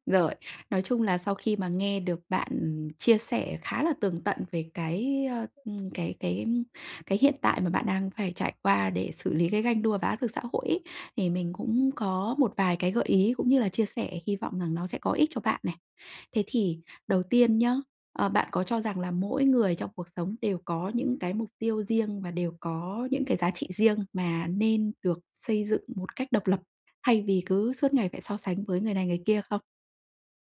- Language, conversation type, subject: Vietnamese, advice, Làm sao để đối phó với ganh đua và áp lực xã hội?
- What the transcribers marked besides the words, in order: other background noise; unintelligible speech